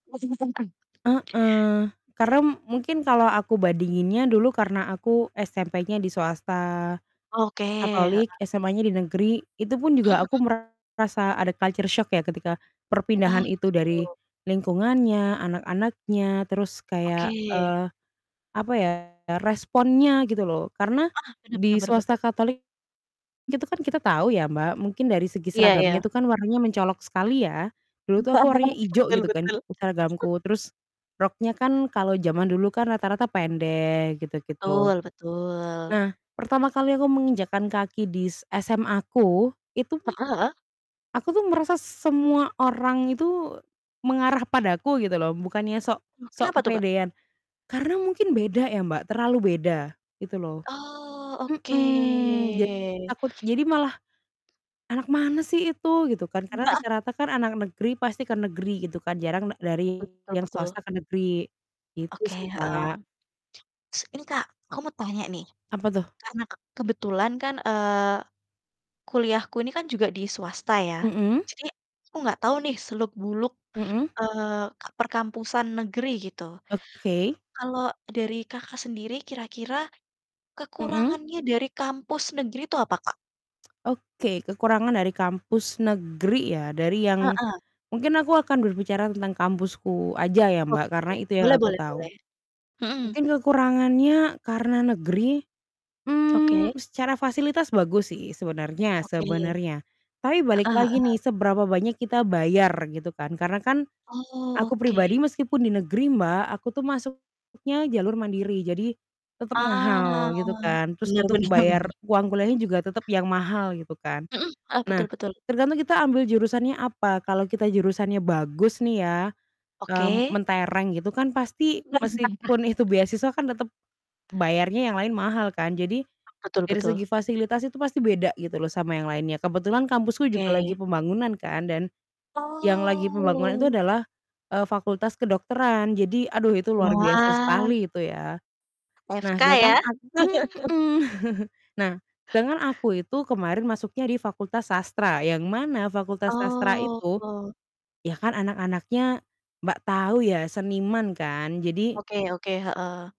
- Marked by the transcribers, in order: chuckle; tapping; distorted speech; in English: "culture shock"; chuckle; drawn out: "oke"; static; tsk; drawn out: "Ah"; laughing while speaking: "benar bener"; chuckle; drawn out: "Oh"; chuckle
- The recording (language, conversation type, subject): Indonesian, unstructured, Mengapa kualitas pendidikan berbeda-beda di setiap daerah?